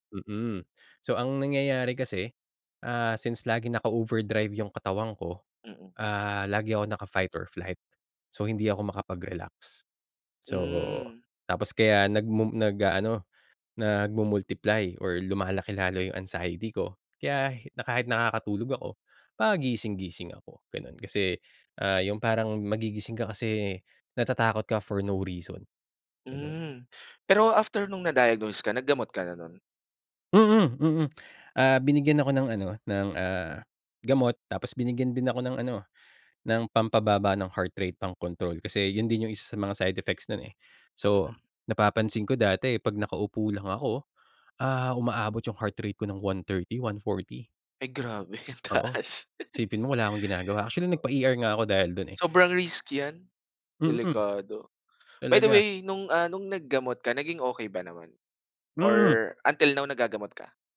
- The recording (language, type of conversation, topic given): Filipino, podcast, Ano ang papel ng pagtulog sa pamamahala ng stress mo?
- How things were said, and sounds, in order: in English: "naka-fight or flight"; laughing while speaking: "grabe, ang taas"; other background noise